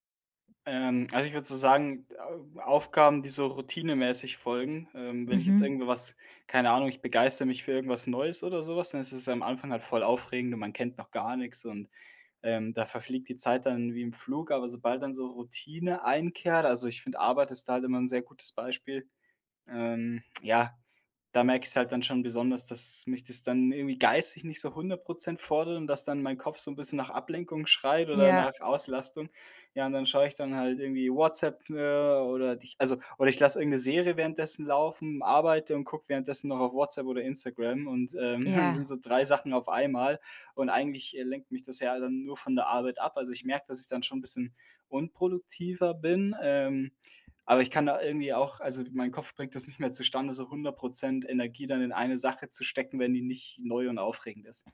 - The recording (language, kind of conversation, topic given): German, advice, Wie raubt dir ständiges Multitasking Produktivität und innere Ruhe?
- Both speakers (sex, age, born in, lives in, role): female, 30-34, Germany, Germany, advisor; male, 25-29, Germany, Germany, user
- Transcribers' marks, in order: chuckle